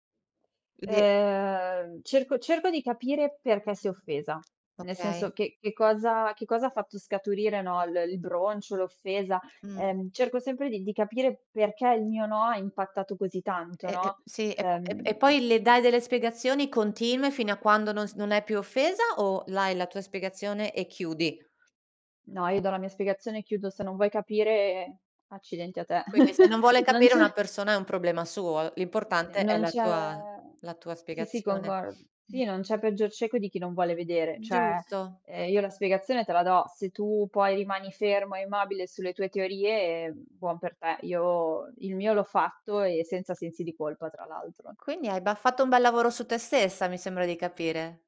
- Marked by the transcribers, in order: unintelligible speech; "dai" said as "lai"; tapping; chuckle
- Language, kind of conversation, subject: Italian, podcast, Come si impara a dire no senza sentirsi in colpa?